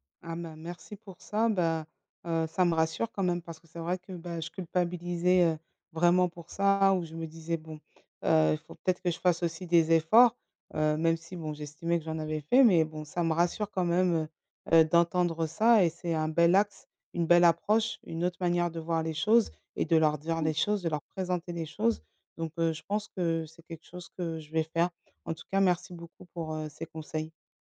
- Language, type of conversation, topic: French, advice, Comment puis-je refuser des invitations sociales sans me sentir jugé ?
- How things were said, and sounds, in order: tapping